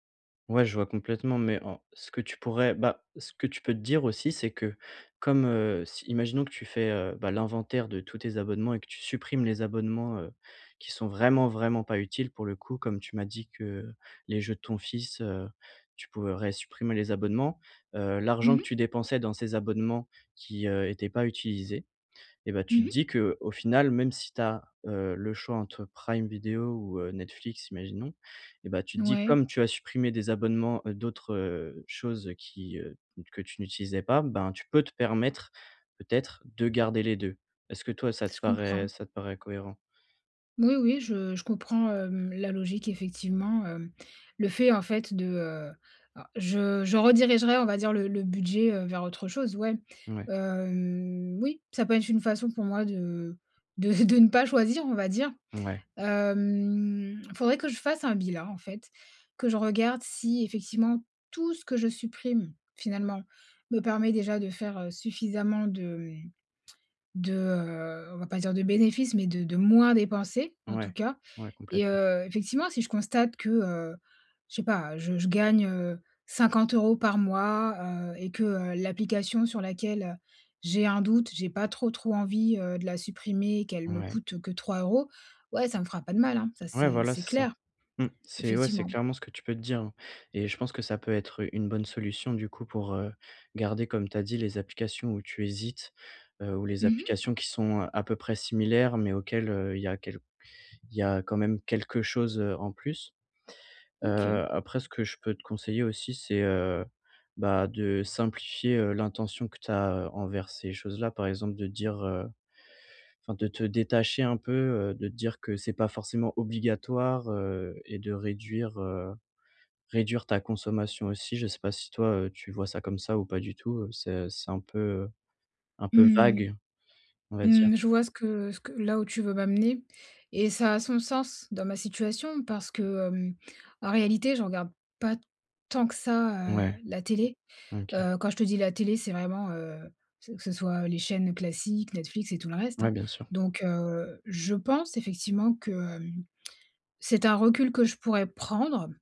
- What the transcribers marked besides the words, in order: stressed: "vraiment"; "pourrais" said as "pouheurrais"; other background noise; drawn out: "Hem"; laughing while speaking: "de ne pas choisir"; drawn out: "Hem"; stressed: "tout"; tongue click; drawn out: "heu"; tapping; stressed: "vague"; tongue click
- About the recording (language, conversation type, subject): French, advice, Comment puis-je simplifier mes appareils et mes comptes numériques pour alléger mon quotidien ?